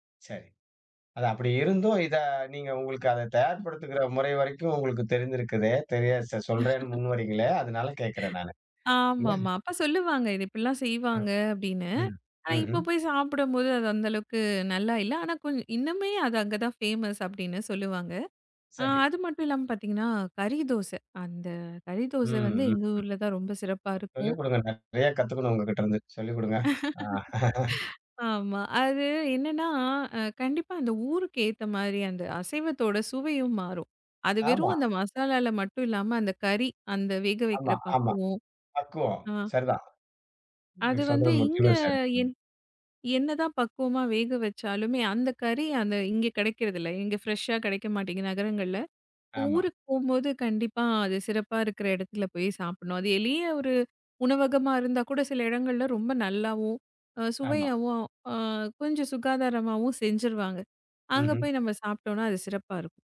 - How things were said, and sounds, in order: laugh; drawn out: "ம்"; laughing while speaking: "ஆமா. அது என்னன்னா அ கண்டிப்பா"; laugh; other background noise; in English: "ஃபிரெஷ்"
- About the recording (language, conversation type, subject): Tamil, podcast, ஒரு பாரம்பரிய உணவு எப்படி உருவானது என்பதற்கான கதையைச் சொல்ல முடியுமா?